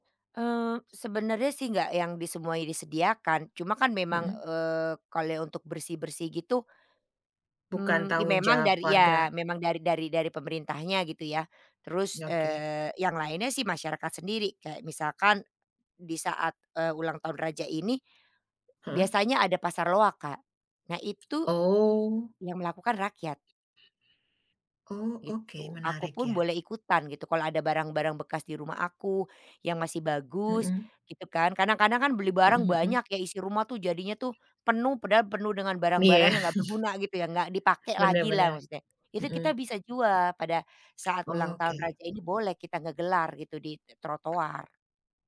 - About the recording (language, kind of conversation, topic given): Indonesian, podcast, Bagaimana rasanya mengikuti acara kampung atau festival setempat?
- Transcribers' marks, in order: laughing while speaking: "Iya"; other background noise